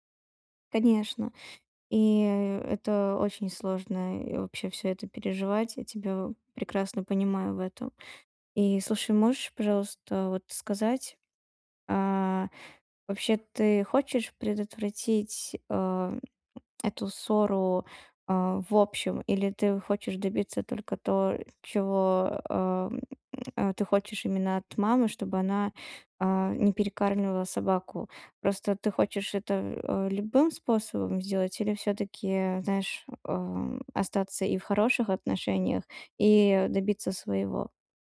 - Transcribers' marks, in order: tapping
- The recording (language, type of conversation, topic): Russian, advice, Как вести разговор, чтобы не накалять эмоции?
- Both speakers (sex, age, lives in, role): female, 20-24, Estonia, advisor; male, 35-39, Estonia, user